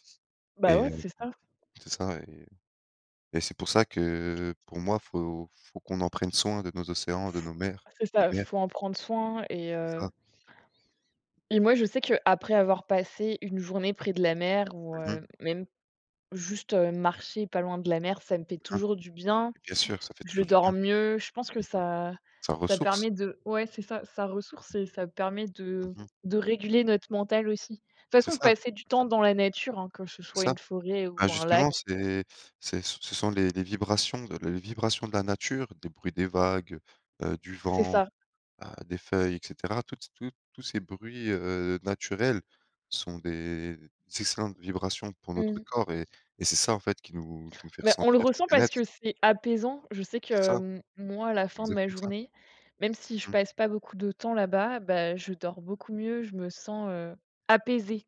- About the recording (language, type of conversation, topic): French, unstructured, Pourquoi les océans sont-ils essentiels à la vie sur Terre ?
- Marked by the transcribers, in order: other background noise; unintelligible speech; stressed: "apaisant"